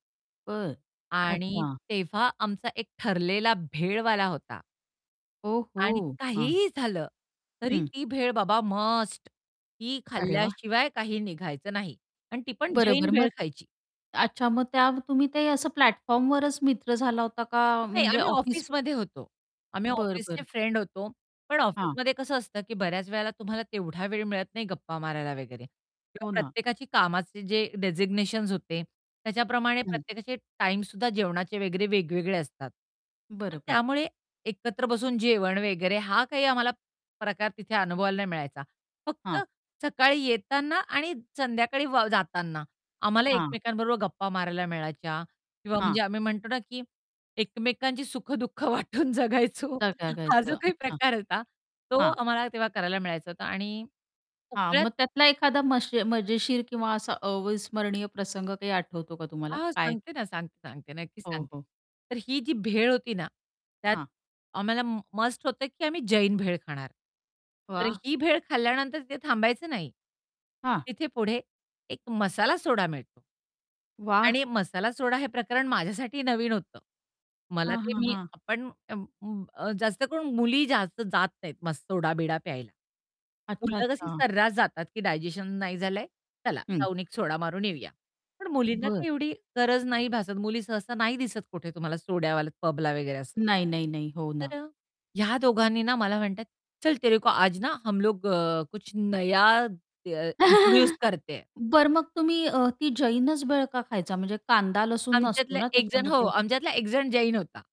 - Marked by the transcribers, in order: static; tapping; stressed: "मस्ट"; distorted speech; in English: "प्लॅटफॉर्मवरच"; laughing while speaking: "सुख-दुःख वाटून जगायचो हा जो काही"; in Hindi: "चल तेरे को आज ना हम लोग अ, कुछ नया दय"; laugh; in Hindi: "करते हे"
- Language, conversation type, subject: Marathi, podcast, थांबलेल्या रेल्वे किंवा बसमध्ये एखाद्याशी झालेली अनपेक्षित भेट तुम्हाला आठवते का?